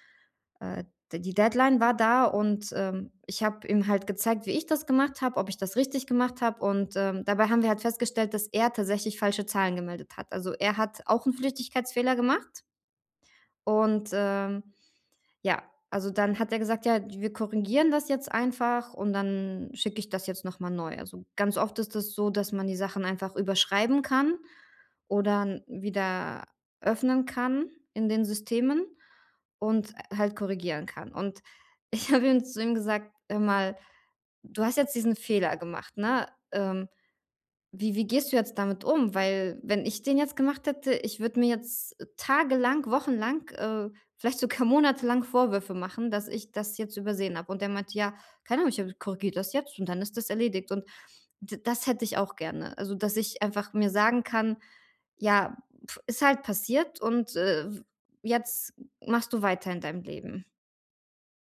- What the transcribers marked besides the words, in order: laughing while speaking: "ich habe ihm"; laughing while speaking: "sogar"; blowing
- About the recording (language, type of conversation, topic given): German, advice, Wie kann ich nach einem Fehler freundlicher mit mir selbst umgehen?
- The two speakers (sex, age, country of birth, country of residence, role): female, 35-39, Russia, Germany, user; male, 60-64, Germany, Germany, advisor